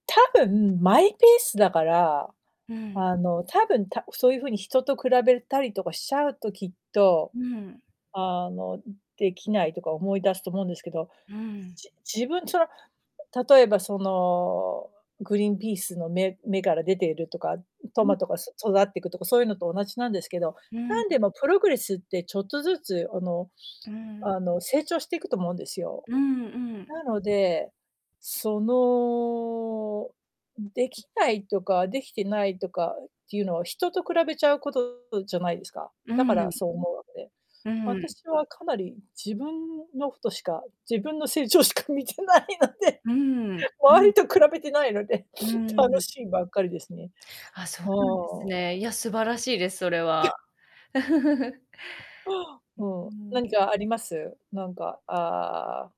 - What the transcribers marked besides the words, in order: in English: "プログレス"; distorted speech; laughing while speaking: "見てないので。周りと比べてないので"; sniff; sniff; chuckle
- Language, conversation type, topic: Japanese, unstructured, 学ぶことの楽しさを感じたのは、どんな瞬間ですか？